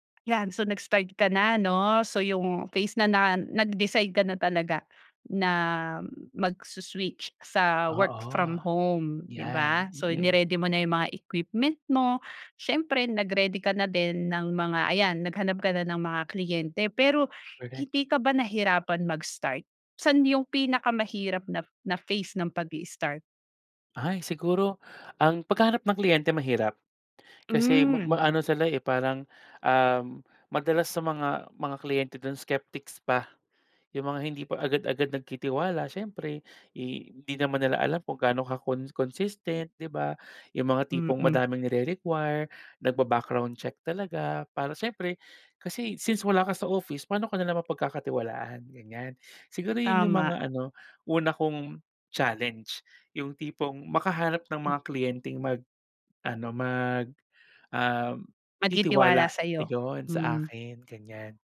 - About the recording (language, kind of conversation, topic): Filipino, podcast, Gaano kahalaga ang pagbuo ng mga koneksyon sa paglipat mo?
- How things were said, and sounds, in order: other background noise